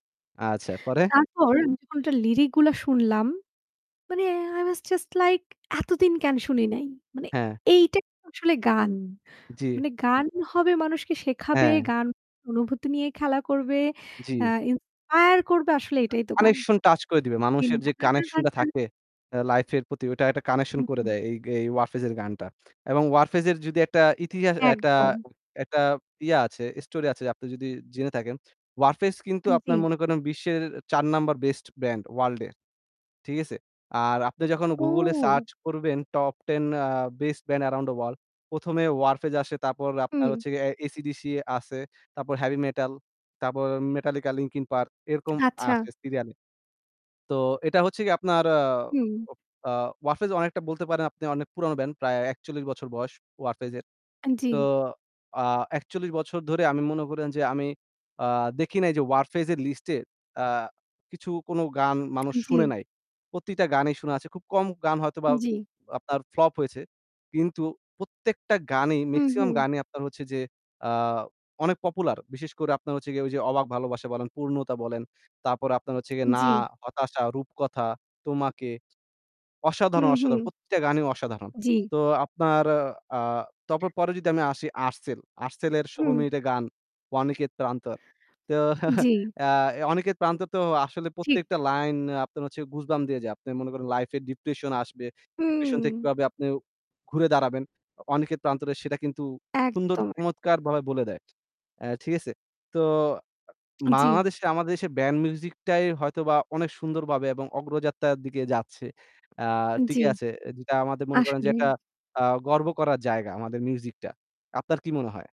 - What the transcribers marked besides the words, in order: static; distorted speech; in English: "আই ওয়াজ জাস্ট লাইক"; unintelligible speech; "এই" said as "গেই"; "একটা" said as "অ্যাটা"; "একটা" said as "অ্যাটা"; drawn out: "ও"; in English: "top ten a best ban around the world"; "band" said as "ban"; tapping; "প্রতিটা" said as "পতিটা"; "প্রতিটা" said as "প্রতেয়া"; other background noise; chuckle; in English: "goosebump"; "অগ্রযাত্রার" said as "অগ্রযাত্তার"; "একটা" said as "অ্যাটা"
- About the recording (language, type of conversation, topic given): Bengali, unstructured, আপনার প্রিয় শিল্পী বা গায়ক কে, এবং কেন?